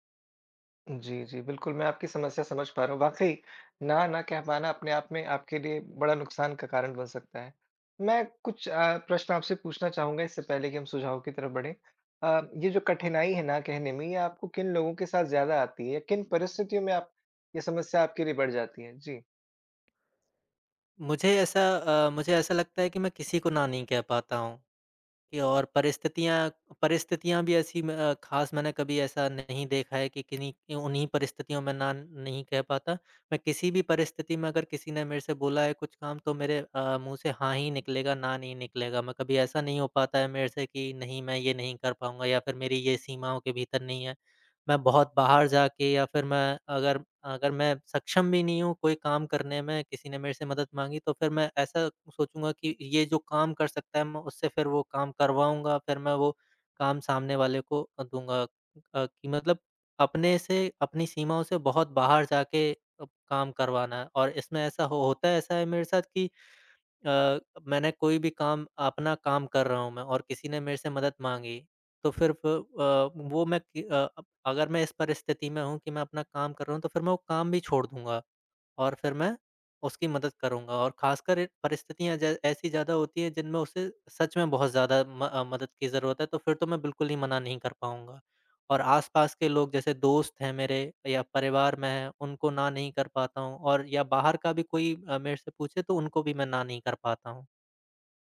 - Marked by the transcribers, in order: tapping
- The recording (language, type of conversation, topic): Hindi, advice, आप अपनी सीमाएँ तय करने और किसी को ‘न’ कहने में असहज क्यों महसूस करते हैं?
- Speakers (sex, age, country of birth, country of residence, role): male, 25-29, India, India, advisor; male, 25-29, India, India, user